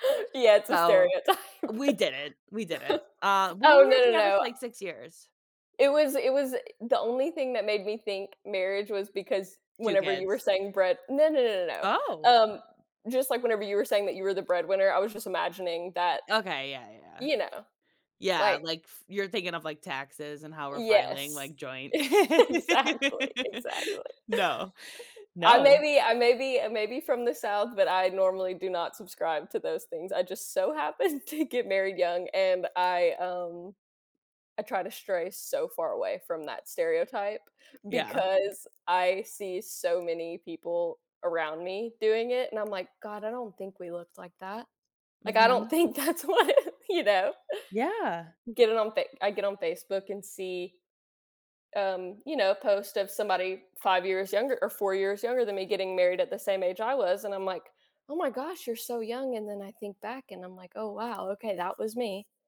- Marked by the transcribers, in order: laughing while speaking: "stereotype"; chuckle; other background noise; tapping; laughing while speaking: "exactly, exactly"; laugh; laughing while speaking: "happened to"; laughing while speaking: "I don't think that's what you know?"
- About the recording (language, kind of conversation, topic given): English, unstructured, How might seeing the world through a friend's eyes change your understanding of your own life?
- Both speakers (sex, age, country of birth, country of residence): female, 25-29, United States, United States; female, 35-39, United States, United States